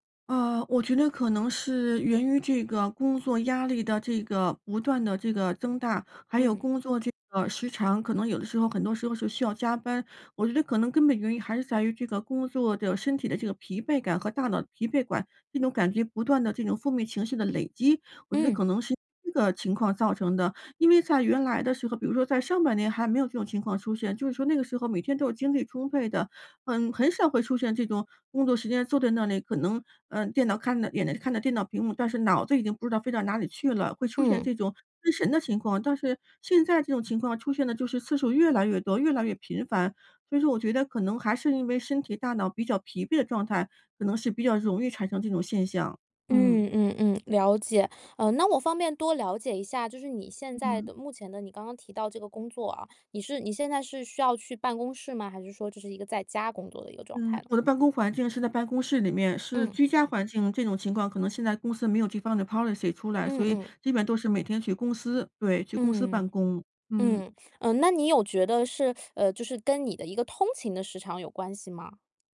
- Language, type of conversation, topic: Chinese, advice, 长时间工作时如何避免精力中断和分心？
- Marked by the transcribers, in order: "疲惫感" said as "疲惫管"; "失神" said as "思神"; in English: "policy"